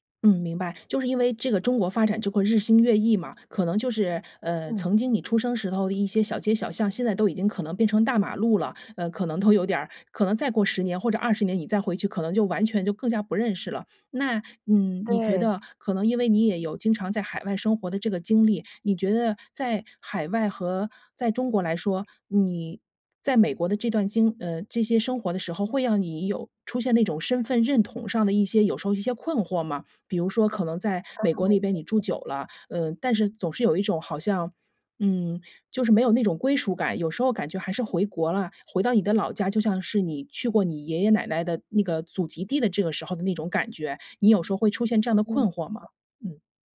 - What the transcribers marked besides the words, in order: laughing while speaking: "都有"; "让" said as "样"; other noise
- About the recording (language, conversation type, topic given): Chinese, podcast, 你曾去过自己的祖籍地吗？那次经历给你留下了怎样的感受？